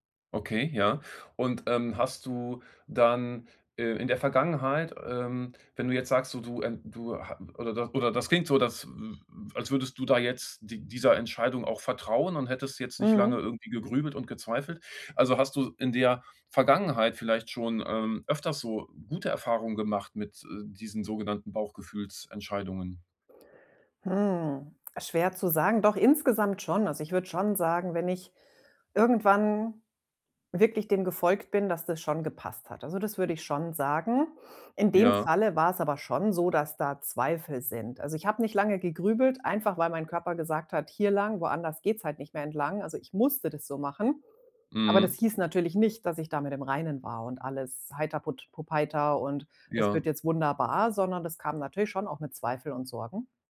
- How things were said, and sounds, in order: none
- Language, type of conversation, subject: German, podcast, Erzähl mal von einer Entscheidung, bei der du auf dein Bauchgefühl gehört hast?